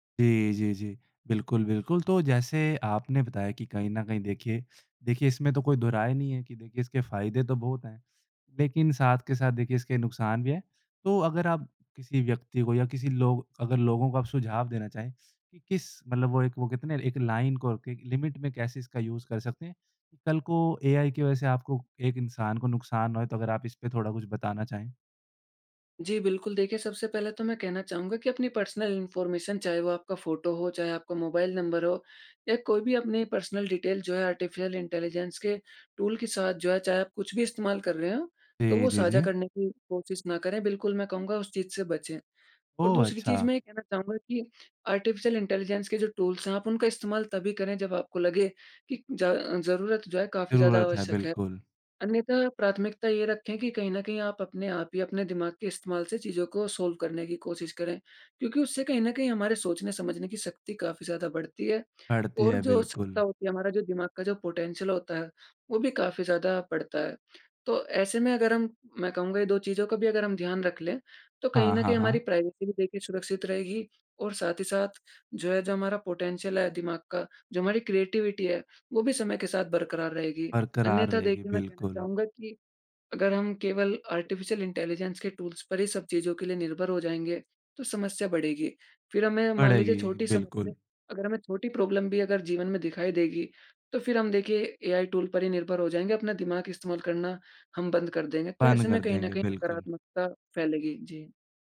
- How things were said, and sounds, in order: in English: "लाइन"; in English: "लिमिट"; in English: "लिमिट"; in English: "पर्सनल इन्फॉर्मेशन"; in English: "पर्सनल डिटेल"; in English: "सॉल्व"; in English: "पोटेंशियल"; in English: "प्राइवेसी"; in English: "पोटेंशियल"; in English: "क्रिएटिविटी"; in English: "प्रॉब्लम"
- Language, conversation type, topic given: Hindi, podcast, एआई उपकरणों ने आपकी दिनचर्या कैसे बदली है?